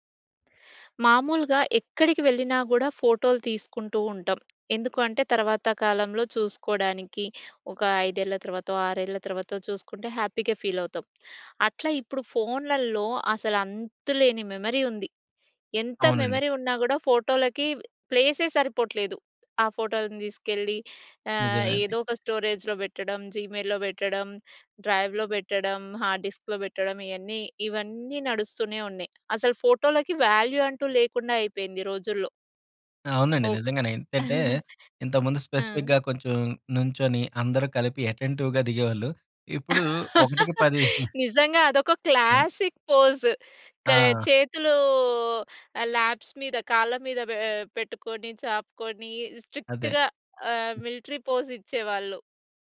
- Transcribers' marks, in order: in English: "హ్యాపీ‌గా ఫీల్"; in English: "మెమరీ"; in English: "మెమరీ"; in English: "ప్లేస్"; in English: "స్టోరేజ్‌లో"; in English: "జీమెయిల్‌లో"; in English: "డ్రైవ్‌లో"; in English: "హార్డ్ డిస్క్‌లో"; in English: "వాల్యూ"; giggle; in English: "స్పెసిఫిక్‌గా"; in English: "అటెంటివ్‌గా"; laugh; in English: "క్లాసిక్ పోజ్"; chuckle; in English: "ల్యాప్స్"; in English: "స్ట్రిక్ట్‌గా"; in English: "మిలిటరీ పోజ్"; other background noise
- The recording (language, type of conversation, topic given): Telugu, podcast, మీ కుటుంబపు పాత ఫోటోలు మీకు ఏ భావాలు తెస్తాయి?